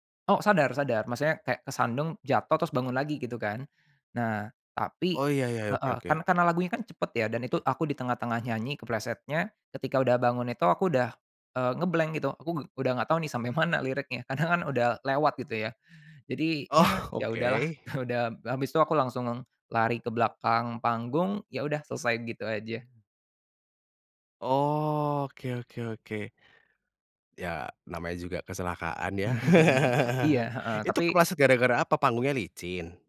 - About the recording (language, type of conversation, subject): Indonesian, podcast, Lagu apa yang membuat kamu merasa seperti pulang atau merasa nyaman?
- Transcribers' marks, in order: tapping; in English: "nge-blank"; laughing while speaking: "mana liriknya, karena kan"; laughing while speaking: "Oh"; chuckle; chuckle; laugh